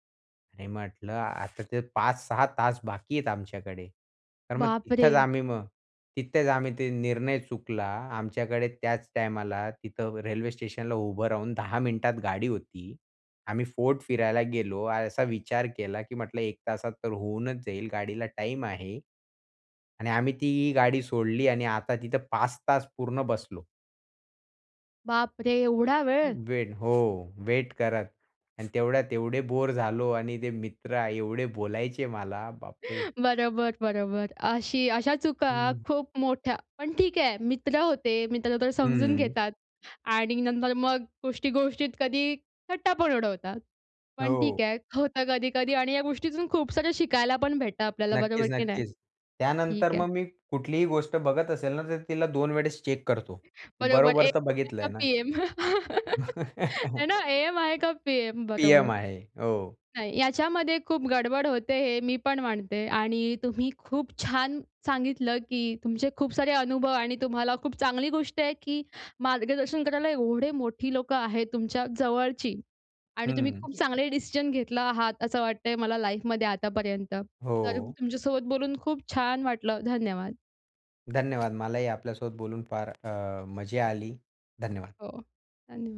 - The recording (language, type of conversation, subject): Marathi, podcast, खूप पर्याय असताना तुम्ही निवड कशी करता?
- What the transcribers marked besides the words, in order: other background noise; chuckle; tapping; in English: "चेक"; chuckle; giggle; chuckle; in English: "लाईफमध्ये"; other noise